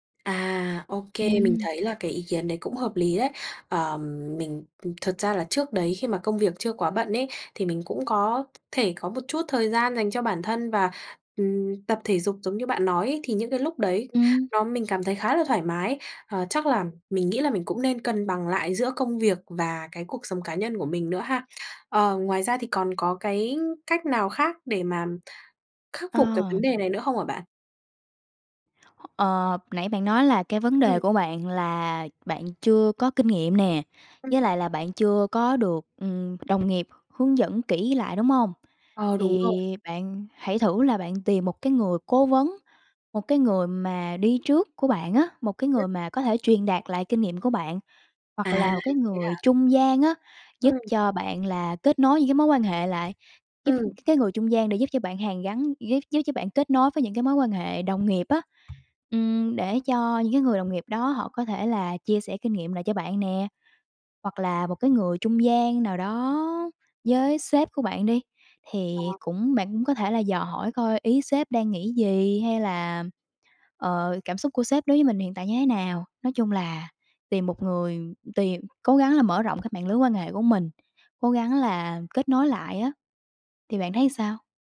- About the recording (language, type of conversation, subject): Vietnamese, advice, Làm thế nào để lấy lại động lực sau một thất bại lớn trong công việc?
- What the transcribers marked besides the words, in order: other background noise; other noise; tapping